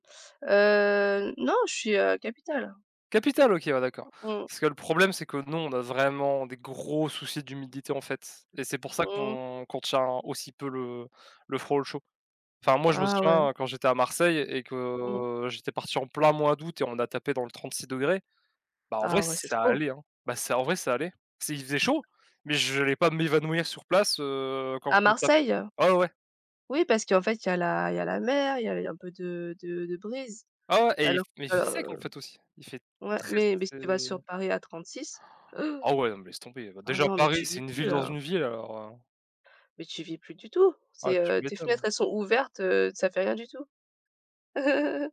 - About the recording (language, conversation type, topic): French, unstructured, Quelle est l’expérience de voyage la plus mémorable que tu aies vécue ?
- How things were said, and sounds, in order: stressed: "Capitale"; stressed: "gros"; stressed: "très"; gasp; chuckle